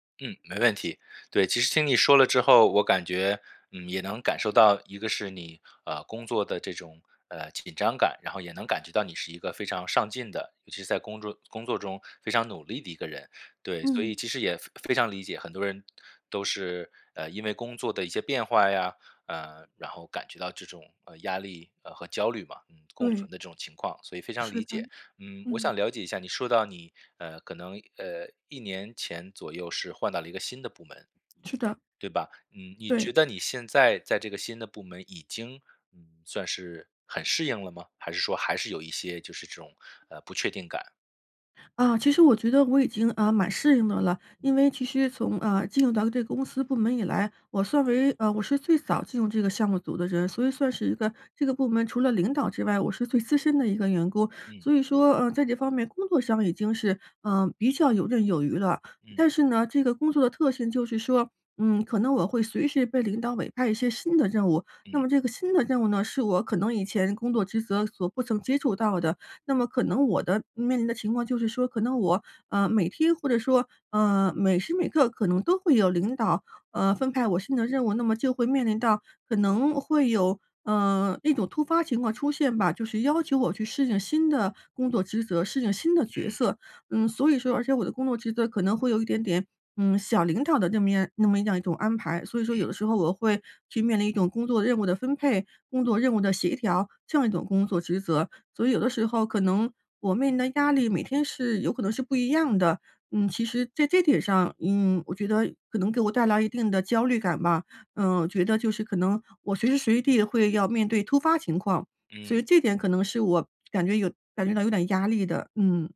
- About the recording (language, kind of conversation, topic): Chinese, advice, 如何才能更好地应对并缓解我在工作中难以控制的压力和焦虑？
- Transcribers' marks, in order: "工作" said as "工准"; other background noise